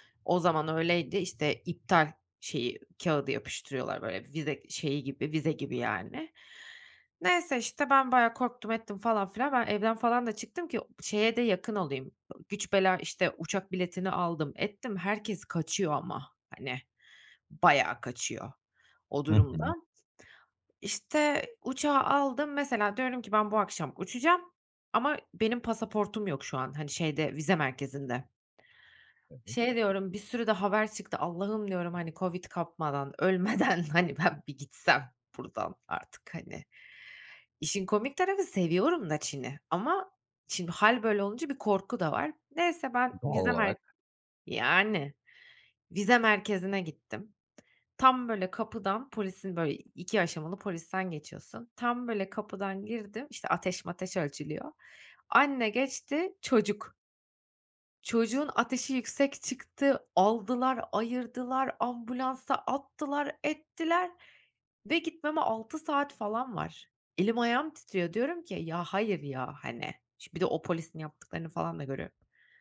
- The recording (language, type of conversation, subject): Turkish, podcast, Uçağı kaçırdığın bir anın var mı?
- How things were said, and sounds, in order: other background noise; laughing while speaking: "ölmeden"